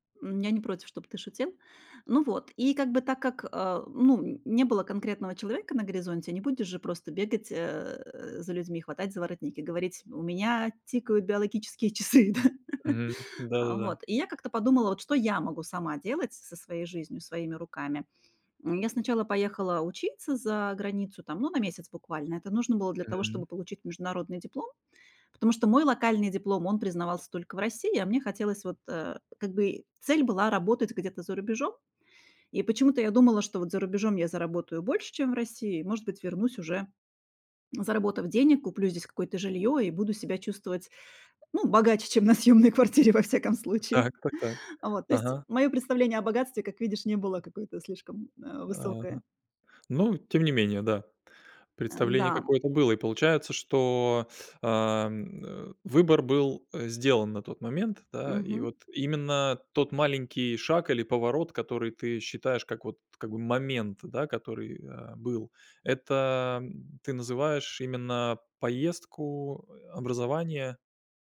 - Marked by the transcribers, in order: laughing while speaking: "Да?"; laughing while speaking: "съемной кваратире"; other background noise
- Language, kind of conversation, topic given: Russian, podcast, Какой маленький шаг изменил твою жизнь?